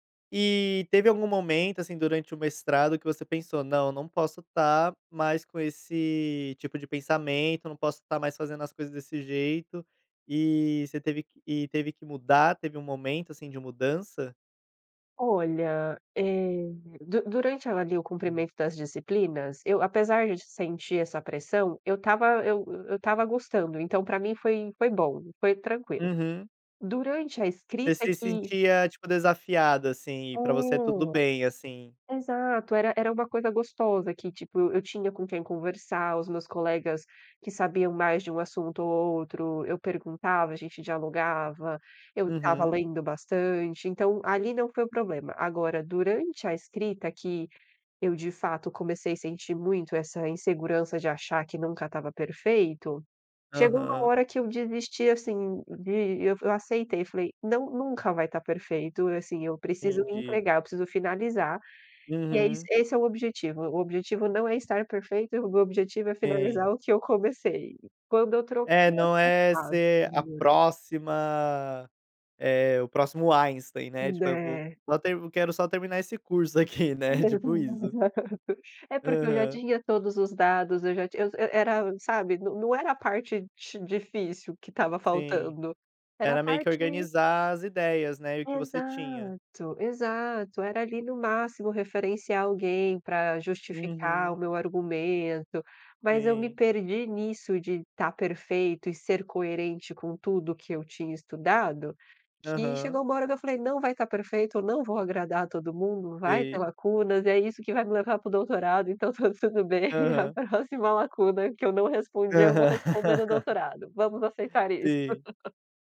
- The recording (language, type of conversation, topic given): Portuguese, podcast, O que você faz quando o perfeccionismo te paralisa?
- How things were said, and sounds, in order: unintelligible speech; laugh; laugh